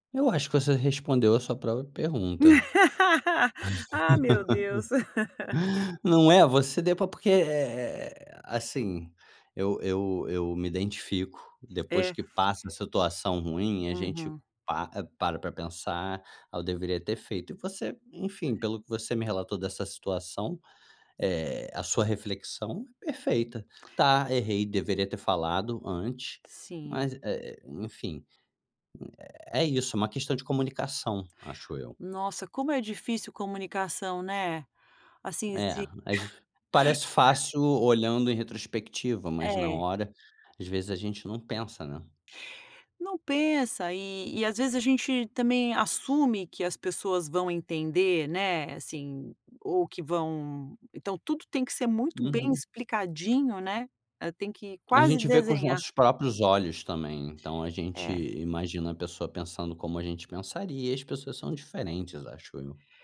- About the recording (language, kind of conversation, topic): Portuguese, advice, Como posso lidar melhor com feedback público negativo?
- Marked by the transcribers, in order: laugh; tapping; laugh